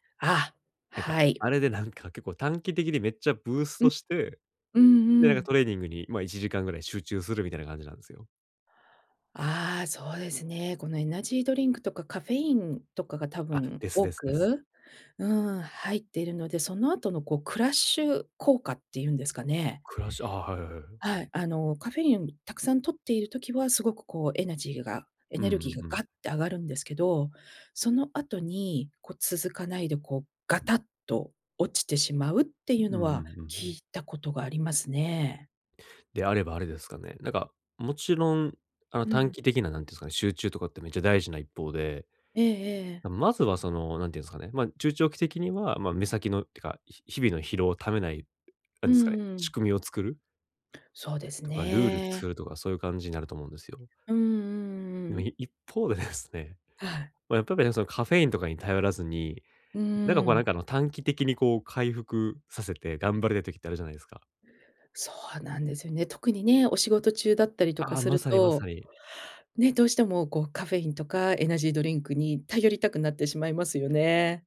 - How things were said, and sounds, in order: "やっぱりね" said as "やっぱぴね"
- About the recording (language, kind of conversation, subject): Japanese, advice, 短時間で元気を取り戻すにはどうすればいいですか？